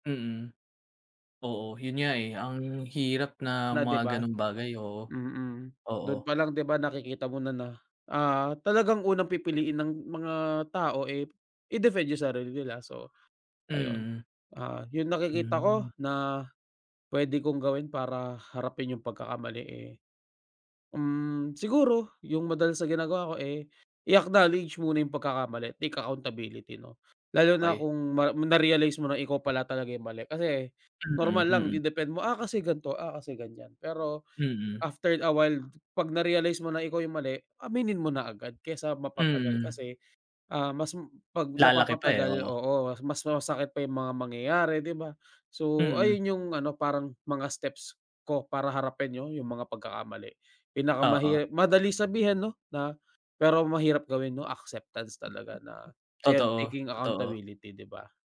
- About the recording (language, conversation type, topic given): Filipino, unstructured, Paano mo hinaharap ang mga pagkakamali mo?
- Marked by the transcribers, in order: in English: "take accountability"; in English: "taking accountability"